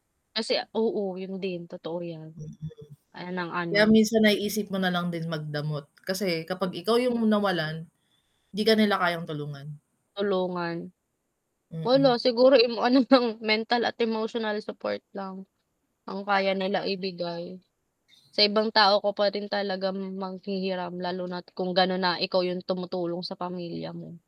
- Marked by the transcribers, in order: static; tsk; distorted speech; laughing while speaking: "nang"
- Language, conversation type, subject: Filipino, unstructured, Paano ka magpapasya sa pagitan ng pagtulong sa pamilya at pagtupad sa sarili mong pangarap?